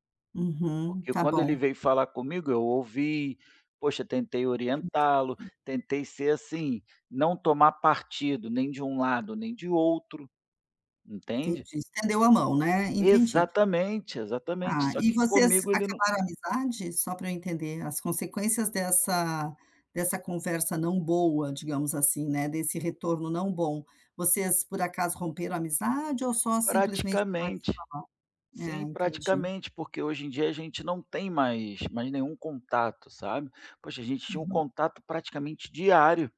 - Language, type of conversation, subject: Portuguese, advice, Como posso confiar no futuro quando tudo está mudando e me sinto inseguro?
- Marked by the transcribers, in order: unintelligible speech; other background noise